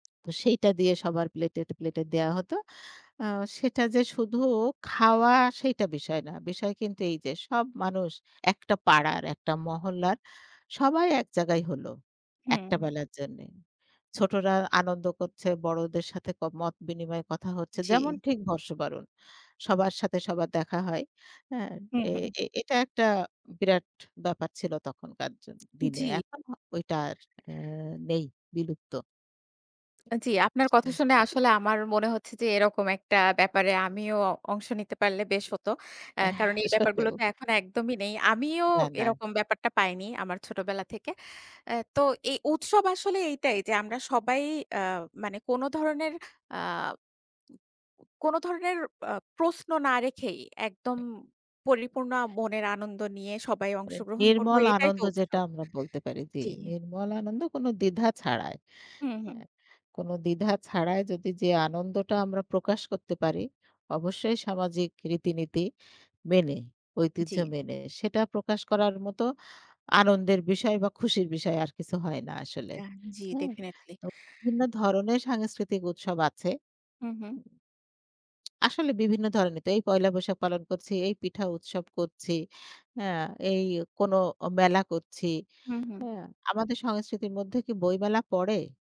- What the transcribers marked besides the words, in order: other background noise; tapping; unintelligible speech; laughing while speaking: "আসলেও"
- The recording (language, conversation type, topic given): Bengali, unstructured, সাম্প্রতিক কোন সাংস্কৃতিক উৎসব আপনাকে আনন্দ দিয়েছে?